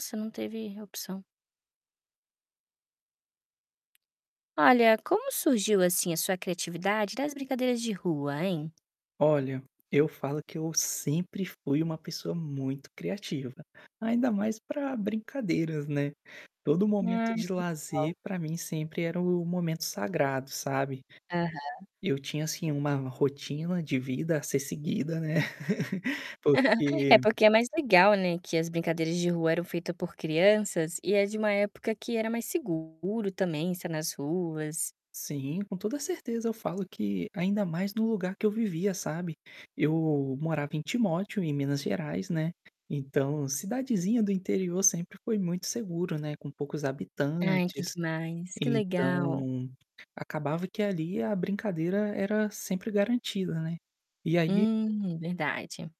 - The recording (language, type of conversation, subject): Portuguese, podcast, Como a sua criatividade aparecia nas brincadeiras de rua?
- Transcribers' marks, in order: tapping; static; other background noise; distorted speech; chuckle; laugh